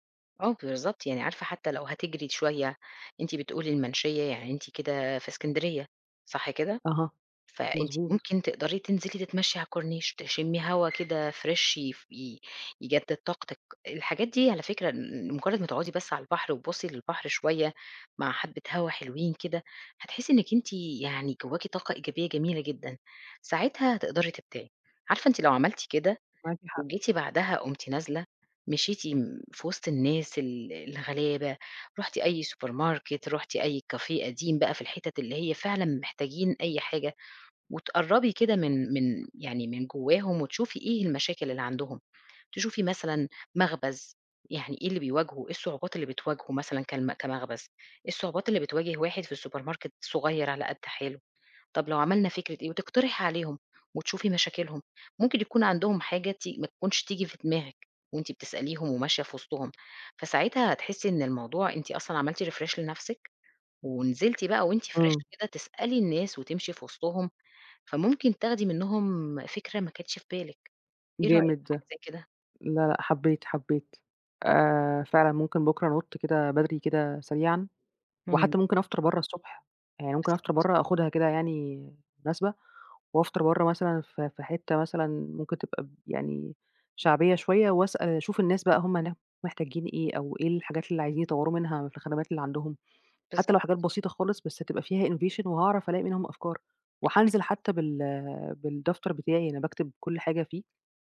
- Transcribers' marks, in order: other background noise; in English: "fresh"; in English: "supermarket"; in English: "café"; in English: "الsupermarket"; in English: "refresh"; in English: "fresh"; in English: "innovation"; tapping
- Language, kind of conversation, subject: Arabic, advice, إزاي بتوصف إحساسك بالبلوك الإبداعي وإن مفيش أفكار جديدة؟